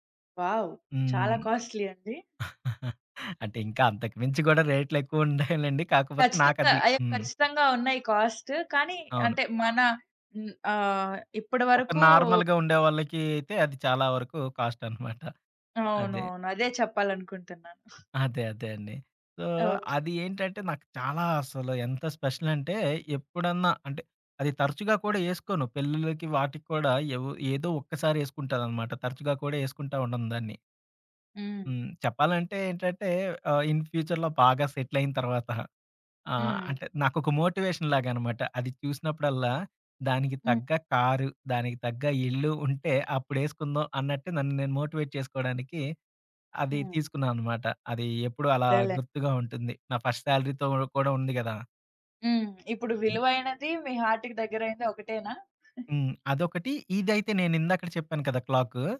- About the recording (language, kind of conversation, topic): Telugu, podcast, ఇంట్లో మీకు అత్యంత విలువైన వస్తువు ఏది, ఎందుకు?
- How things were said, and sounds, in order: in English: "వావ్!"; in English: "కాస్ట్‌లీ"; chuckle; in English: "కాస్ట్"; in English: "నార్మల్‌గా"; in English: "కాస్ట్"; giggle; in English: "సో"; in English: "స్పెషల్"; in English: "ఇన్ ఫ్యూచర్‌లో"; in English: "సెటిల్"; in English: "మోటివేషన్"; in English: "మోటివేట్"; in English: "ఫస్ట్ సాలరీతో"; in English: "హార్ట్‌కి"